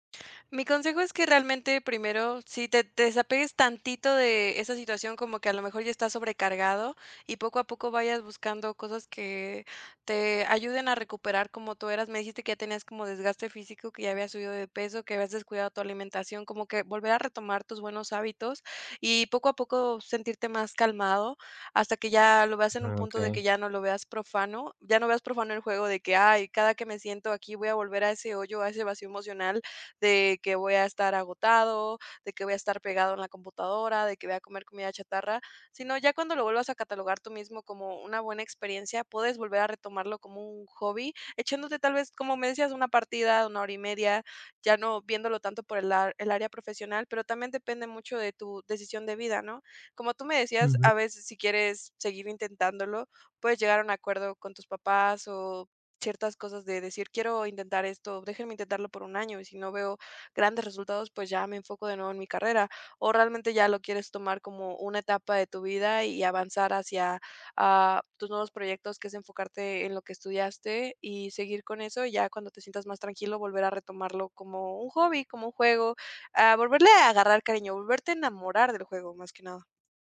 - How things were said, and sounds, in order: tapping
- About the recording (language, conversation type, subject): Spanish, advice, ¿Cómo puedo manejar la presión de sacrificar mis hobbies o mi salud por las demandas de otras personas?